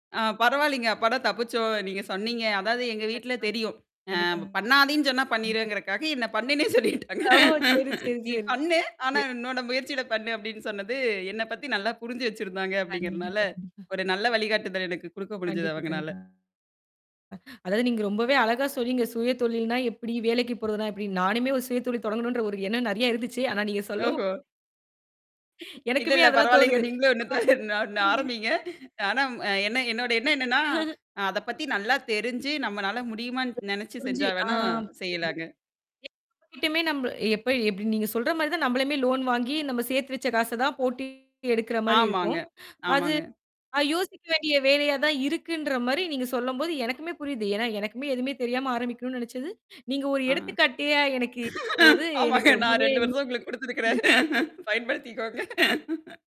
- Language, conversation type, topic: Tamil, podcast, சுய தொழில் தொடங்கலாமா, இல்லையா வேலையைத் தொடரலாமா என்ற முடிவை நீங்கள் எப்படி எடுத்தீர்கள்?
- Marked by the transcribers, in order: distorted speech; laughing while speaking: "என்ன பண்ணுன்னே சொல்லிட்டாங்க. நீ பண்ணு. ஆனா உன்னோட முயற்சியிட பண்ணு, அப்ப்டின்னு சொன்னது"; laughing while speaking: "ஓ! சரி, சரி, சரி"; drawn out: "கண்டிப்பா"; other noise; tapping; laughing while speaking: "இல்ல, இல்ல பரவாயில்லங்க. நீங்களும் ஒண்ணு தான் ஒண்ணு ஒண்ண ஆரம்பீங்க"; chuckle; chuckle; in English: "லோன்"; laughing while speaking: "ஆமாங்க. நான் ரெண்டு வருஷம் உங்களுக்கு குடுத்தத்துருக்கிறேன். பயன்படுத்திக்கோங்க"; other background noise